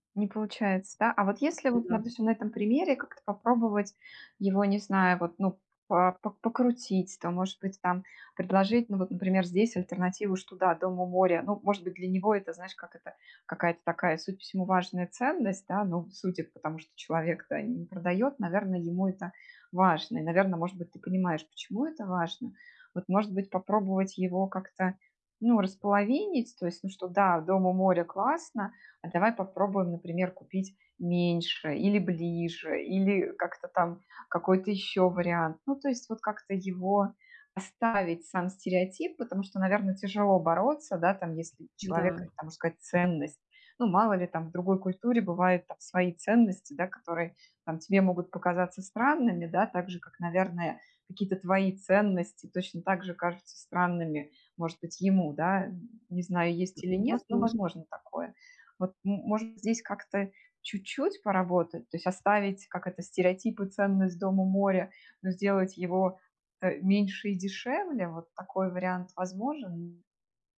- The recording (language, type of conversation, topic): Russian, advice, Как справляться с давлением со стороны общества и стереотипов?
- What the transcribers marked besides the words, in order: none